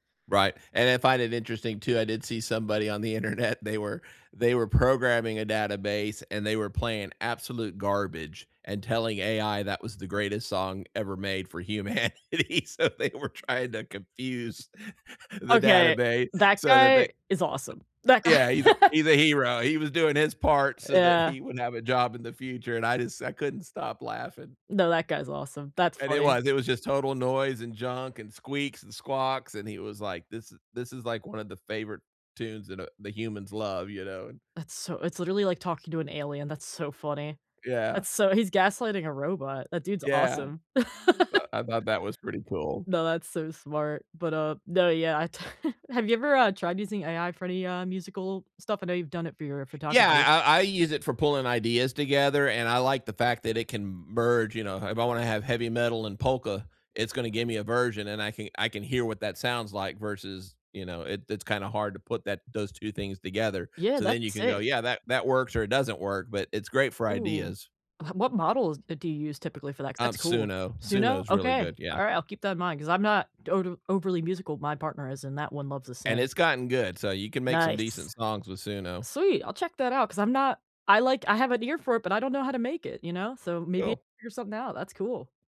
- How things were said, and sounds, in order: laughing while speaking: "internet"; laughing while speaking: "humanity. So they were trying to"; laugh; laughing while speaking: "guy"; laugh; other background noise; laugh; laughing while speaking: "t"; tapping; chuckle
- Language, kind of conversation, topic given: English, unstructured, How do everyday tech and tools influence our health and strengthen our day-to-day connections?
- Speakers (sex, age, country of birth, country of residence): female, 30-34, United States, United States; male, 60-64, United States, United States